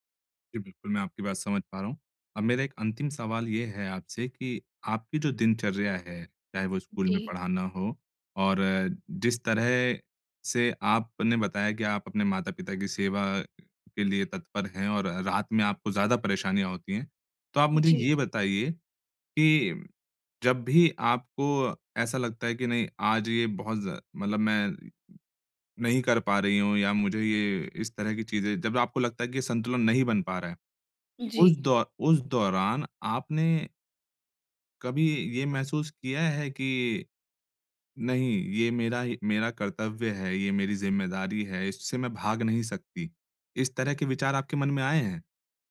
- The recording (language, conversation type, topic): Hindi, advice, मैं काम और बुज़ुर्ग माता-पिता की देखभाल के बीच संतुलन कैसे बनाए रखूँ?
- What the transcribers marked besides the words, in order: none